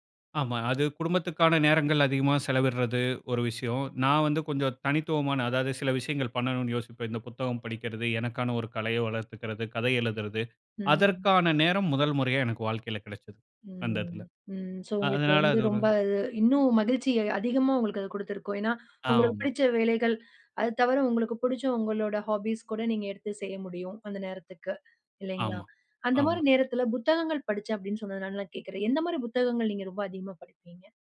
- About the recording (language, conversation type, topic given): Tamil, podcast, நீங்கள் சந்தித்த ஒரு பெரிய மாற்றம் குறித்து சொல்ல முடியுமா?
- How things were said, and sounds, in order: drawn out: "ம்"; in English: "ஸோ"; in English: "ஹாபீஸ்"